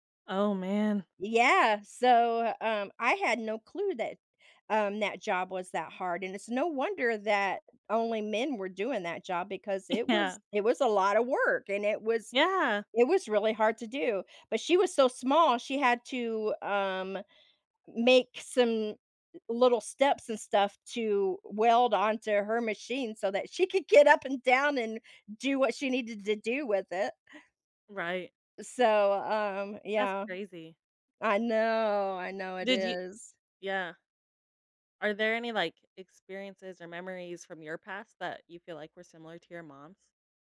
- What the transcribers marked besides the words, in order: laughing while speaking: "Yeah"; laughing while speaking: "she could get up and down and"
- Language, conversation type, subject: English, unstructured, How does revisiting old memories change our current feelings?
- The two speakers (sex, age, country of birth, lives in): female, 30-34, United States, United States; female, 60-64, United States, United States